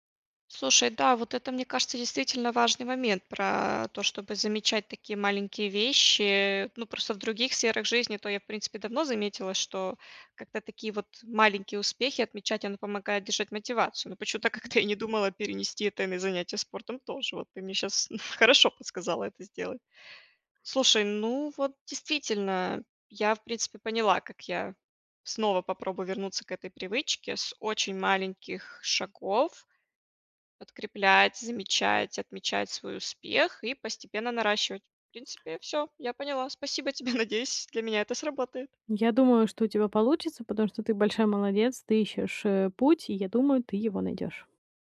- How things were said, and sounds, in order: tapping; laughing while speaking: "как-то я не думала"; chuckle; laughing while speaking: "Надеюсь"
- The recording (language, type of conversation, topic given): Russian, advice, Как мне закрепить новые привычки и сделать их частью своей личности и жизни?